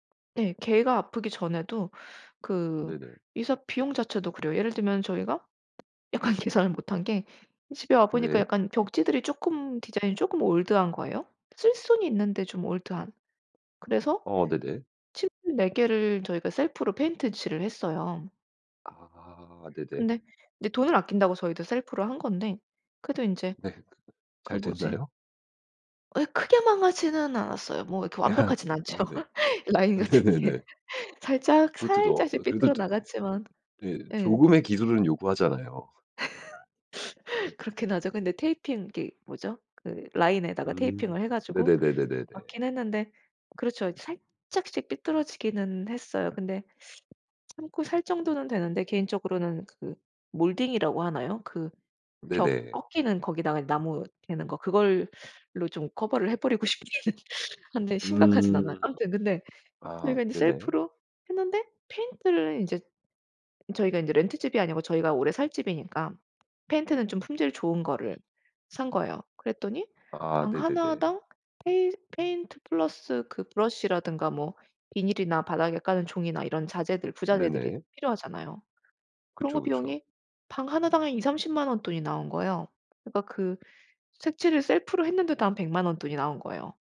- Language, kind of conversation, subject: Korean, advice, 이사 비용 증가와 생활비 부담으로 재정적 압박을 받고 계신 상황을 설명해 주실 수 있나요?
- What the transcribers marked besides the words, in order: tapping; other background noise; laugh; laughing while speaking: "완벽하진 않죠. 라인 같은 게"; laughing while speaking: "네네네"; laugh; other noise; laughing while speaking: "싶기는 한데"